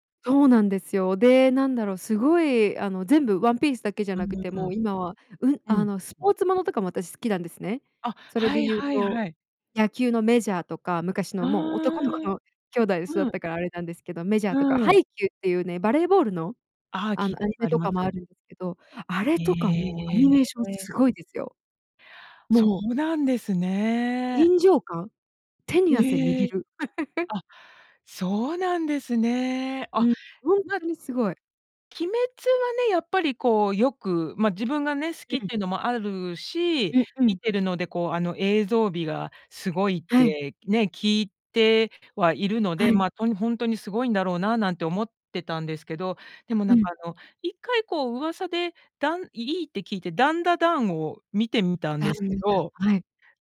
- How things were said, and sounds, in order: unintelligible speech; laugh; unintelligible speech
- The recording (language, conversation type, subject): Japanese, podcast, あなたの好きなアニメの魅力はどこにありますか？
- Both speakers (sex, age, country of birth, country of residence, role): female, 25-29, Japan, United States, guest; female, 50-54, Japan, United States, host